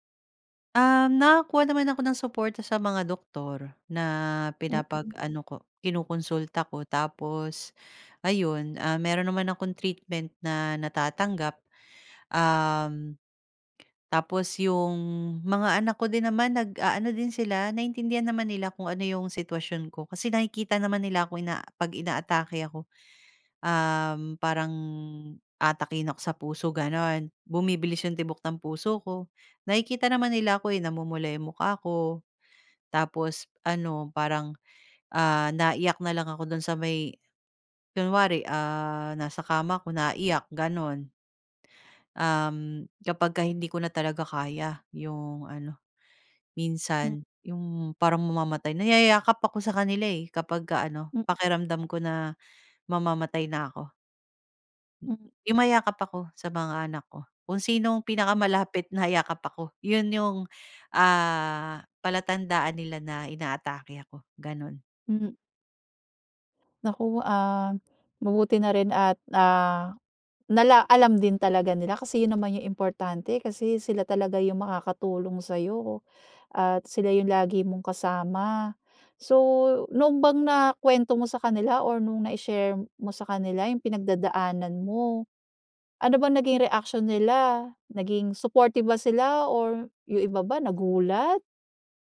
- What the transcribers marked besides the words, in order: other background noise
- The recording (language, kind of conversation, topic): Filipino, podcast, Ano ang pinakamalaking pagbabago na hinarap mo sa buhay mo?